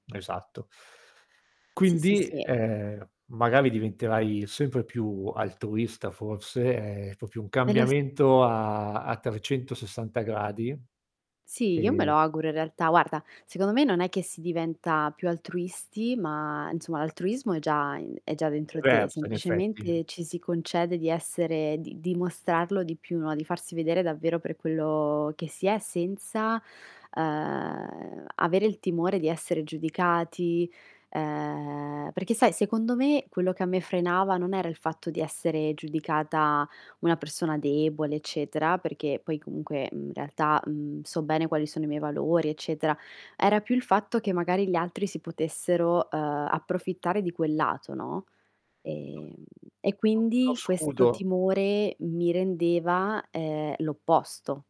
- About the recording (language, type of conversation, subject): Italian, podcast, Raccontami di una volta in cui hai trasformato un errore in un’opportunità?
- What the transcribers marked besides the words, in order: static; distorted speech; drawn out: "ehm"; drawn out: "ehm"; other background noise; unintelligible speech; drawn out: "Ehm"